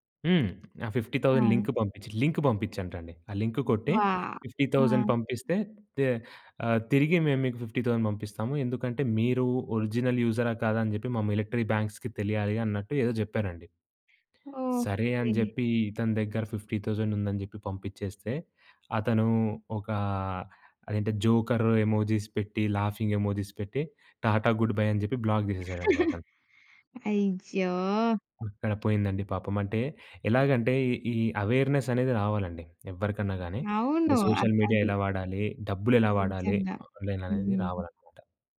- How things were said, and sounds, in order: in English: "ఫిఫ్టీ థౌసండ్ లింక్"; in English: "లింక్"; in English: "లింక్"; in English: "ఫిఫ్టీ థౌసండ్"; in English: "ఫిఫ్టీ థౌసండ్"; in English: "ఒరిజినల్"; in English: "మిలటరీ బ్యాంక్స్‌కి"; in English: "ఫిఫ్టీ థౌసండ్"; other background noise; in English: "జోకర్ ఎమోజిస్"; in English: "లాఫింగ్ ఎమోజిస్"; in English: "టాటా, గుడ్ బై"; in English: "బ్లాక్"; laugh; tapping; in English: "అవేర్నెస్"; in English: "సోషల్ మీడియా"; in English: "ఆన్‌లైన్"
- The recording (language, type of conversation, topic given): Telugu, podcast, సామాజిక మాధ్యమాలను ఆరోగ్యకరంగా ఎలా వాడాలి అని మీరు అనుకుంటున్నారు?